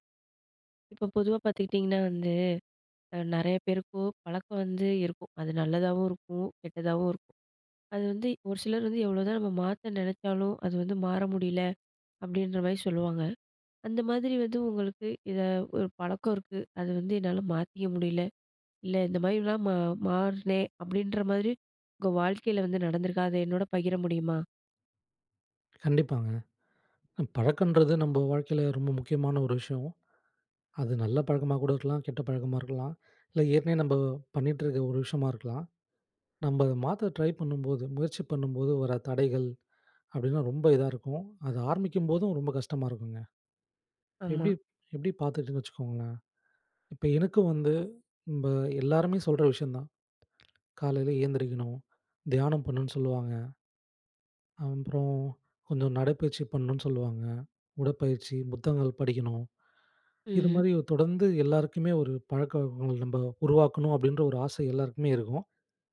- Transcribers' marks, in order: "மாத்திக்க" said as "மாத்திக"; in English: "ட்ரை"; "இப்ப" said as "இன்ப"; other background noise; "பழக்கவழக்கங்கள்" said as "பழக்கவழகோ"
- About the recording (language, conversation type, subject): Tamil, podcast, மாறாத பழக்கத்தை மாற்ற ஆசை வந்தா ஆரம்பம் எப்படி?